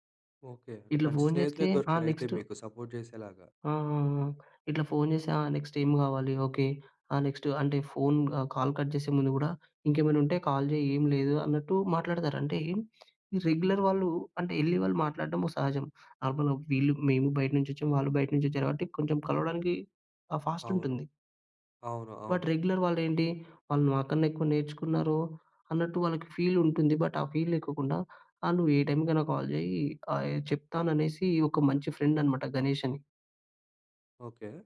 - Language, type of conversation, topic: Telugu, podcast, మీ జీవితంలో జరిగిన ఒక పెద్ద మార్పు గురించి వివరంగా చెప్పగలరా?
- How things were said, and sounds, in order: in English: "నెక్స్ట్"; in English: "సపోర్ట్"; in English: "నెక్స్ట్"; in English: "నెక్స్ట్"; in English: "కాల్ కట్"; in English: "కాల్"; in English: "రెగ్యులర్"; in English: "నార్మల్‌గా"; in English: "ఫాస్ట్"; in English: "బట్ రెగ్యులర్"; in English: "ఫీల్"; in English: "బట్"; in English: "ఫీల్"; in English: "కాల్"; in English: "ఫ్రెండ్"